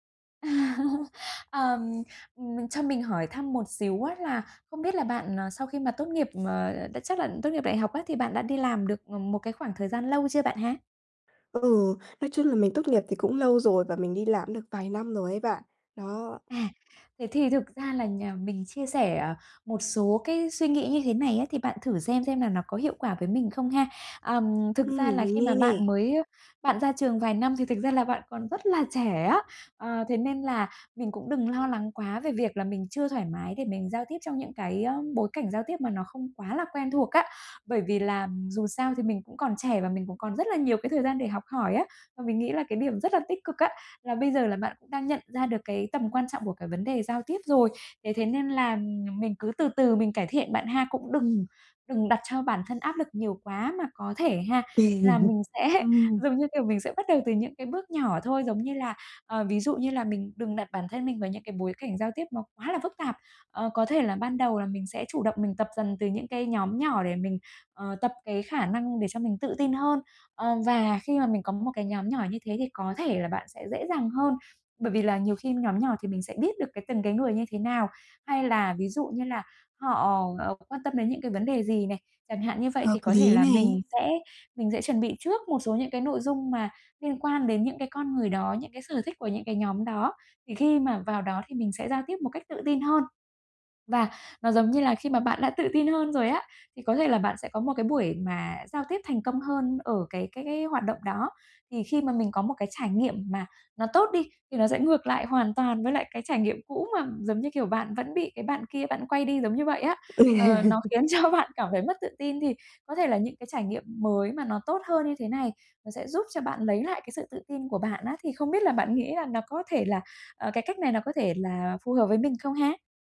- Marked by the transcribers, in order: laugh; other background noise; tapping; chuckle; laugh; laughing while speaking: "cho bạn"
- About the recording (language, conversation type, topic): Vietnamese, advice, Làm sao tôi có thể xây dựng sự tự tin khi giao tiếp trong các tình huống xã hội?
- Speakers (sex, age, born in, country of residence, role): female, 20-24, Vietnam, Vietnam, user; female, 35-39, Vietnam, Vietnam, advisor